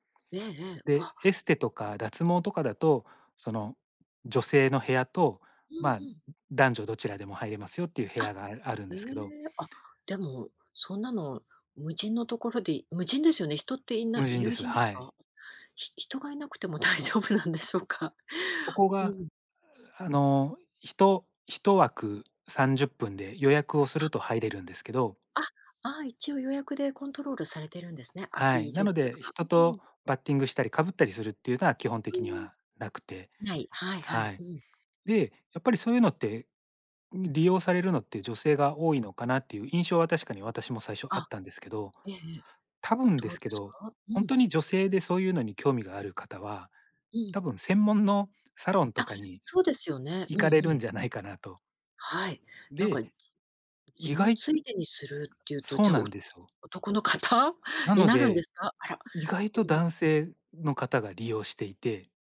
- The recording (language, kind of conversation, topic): Japanese, podcast, 運動習慣を続けるコツは何だと思いますか？
- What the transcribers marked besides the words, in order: laughing while speaking: "大丈夫なんでしょうか"; laughing while speaking: "お 男の方になるんですか？"